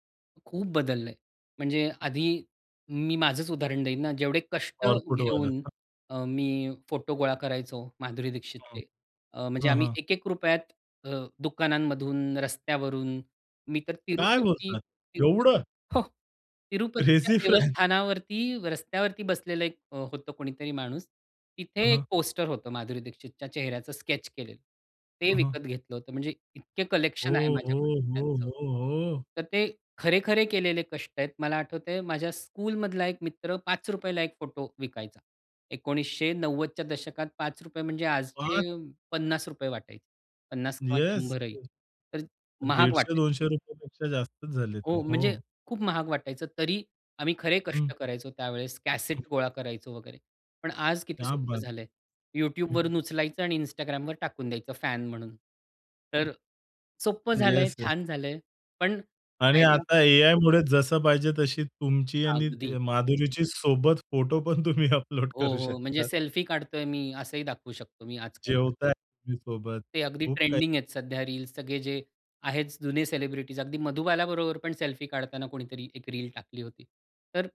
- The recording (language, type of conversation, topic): Marathi, podcast, चाहत्यांचे गट आणि चाहत संस्कृती यांचे फायदे आणि तोटे कोणते आहेत?
- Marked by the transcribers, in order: other background noise; surprised: "काय बोलता? एवढं?"; laughing while speaking: "क्रेझी फ्रॅन"; in English: "क्रेझी फ्रॅन"; in English: "स्केच"; in English: "कलेक्शन"; unintelligible speech; in Hindi: "क्या बात"; stressed: "सोपं"; in English: "फॅन"; "एआयमुळे" said as "एआयमुडे"; laughing while speaking: "पण तुम्ही अपलोड करू शकतात"; in English: "ट्रेंडिंग"